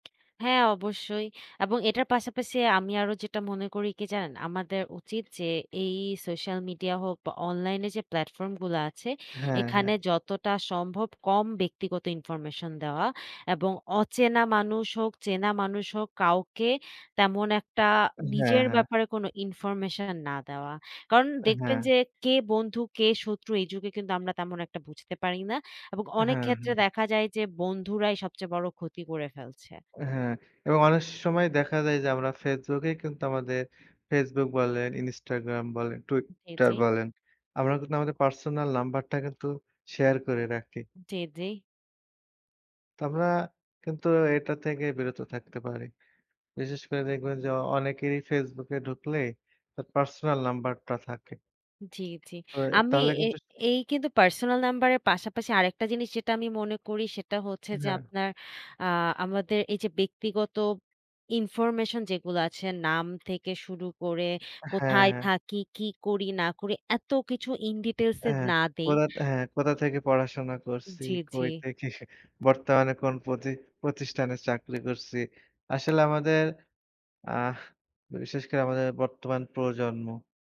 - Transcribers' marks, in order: "ইনস্টাগ্রাম" said as "ইনিস্টাগ্রাম"; in English: "In Details"; chuckle
- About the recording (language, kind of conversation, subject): Bengali, unstructured, বড় বড় প্রযুক্তি কোম্পানিগুলো কি আমাদের ব্যক্তিগত তথ্য নিয়ে অন্যায় করছে?
- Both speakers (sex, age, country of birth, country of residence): female, 20-24, Bangladesh, Bangladesh; male, 25-29, Bangladesh, Bangladesh